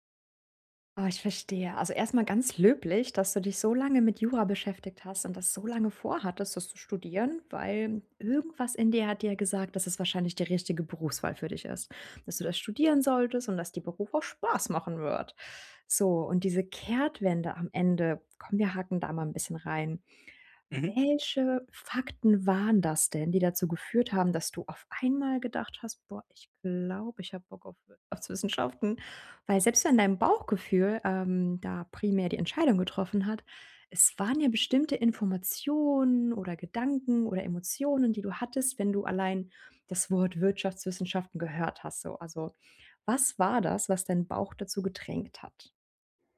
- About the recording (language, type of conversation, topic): German, advice, Wie entscheide ich bei wichtigen Entscheidungen zwischen Bauchgefühl und Fakten?
- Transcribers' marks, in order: none